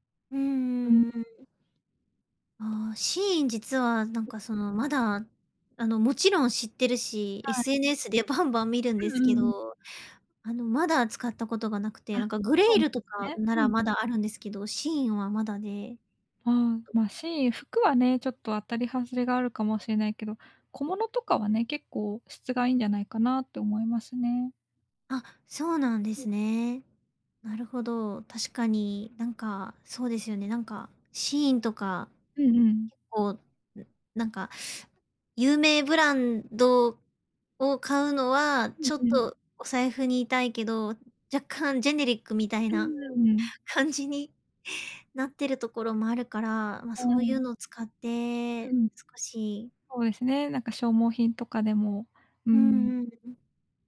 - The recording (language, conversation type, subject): Japanese, advice, パートナーとお金の話をどう始めればよいですか？
- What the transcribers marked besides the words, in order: tapping; other noise; other background noise; chuckle